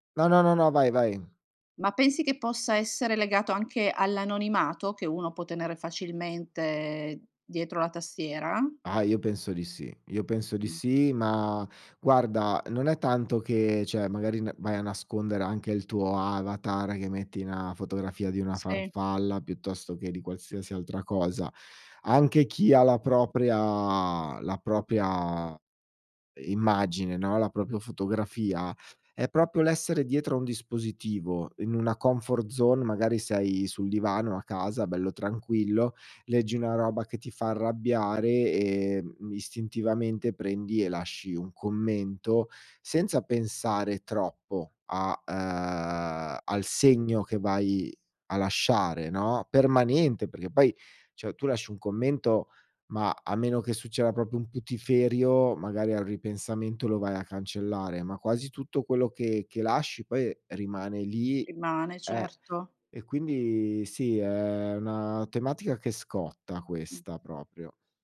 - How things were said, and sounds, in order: "proprio" said as "propio"; in English: "comfort zone"; "cioè" said as "ceh"; "proprio" said as "propro"
- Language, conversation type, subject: Italian, podcast, Quanto conta il tono rispetto alle parole?